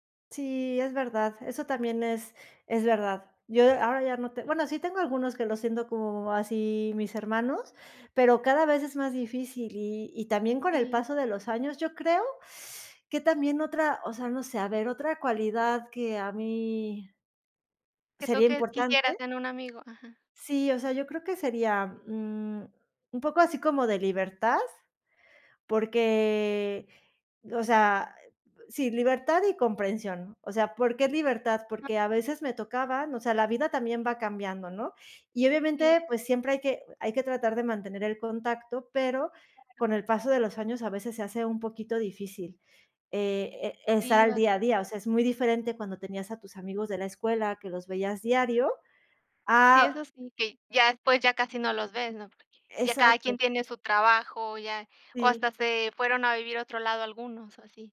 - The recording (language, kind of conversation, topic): Spanish, unstructured, ¿Cuáles son las cualidades que buscas en un buen amigo?
- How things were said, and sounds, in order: inhale; drawn out: "porque"; other background noise; tapping